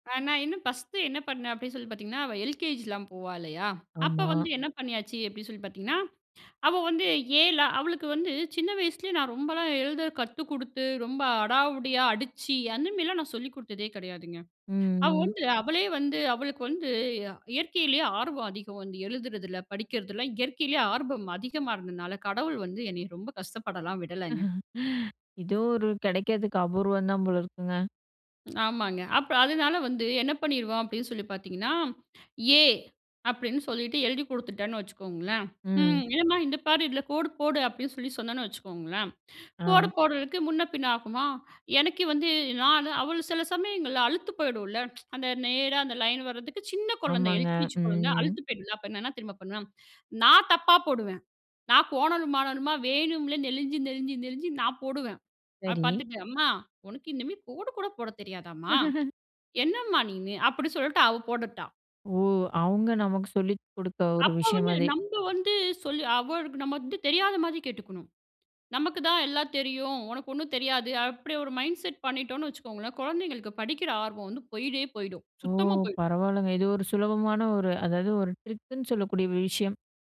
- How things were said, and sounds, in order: chuckle; other background noise; tsk; laugh; in English: "மைண்ட் செட்"
- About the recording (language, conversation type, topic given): Tamil, podcast, பிள்ளைகளின் வீட்டுப்பாடத்தைச் செய்ய உதவும்போது நீங்கள் எந்த அணுகுமுறையைப் பின்பற்றுகிறீர்கள்?